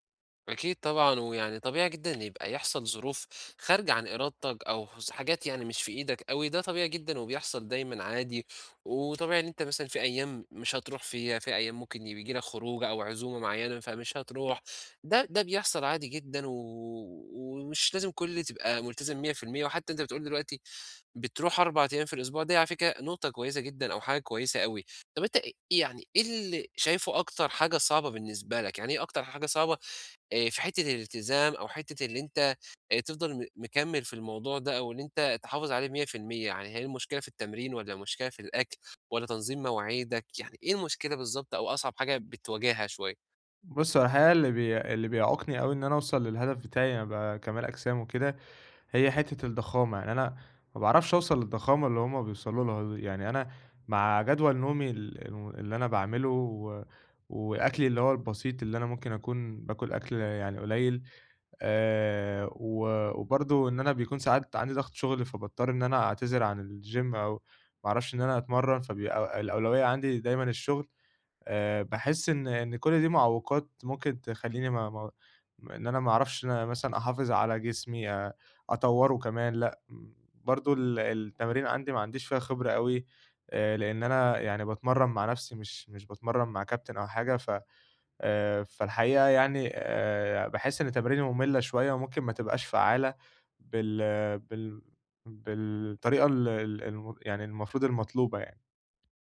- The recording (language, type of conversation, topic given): Arabic, advice, ازاي أحوّل هدف كبير لعادات بسيطة أقدر ألتزم بيها كل يوم؟
- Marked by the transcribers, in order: tapping; horn; in English: "الجيم"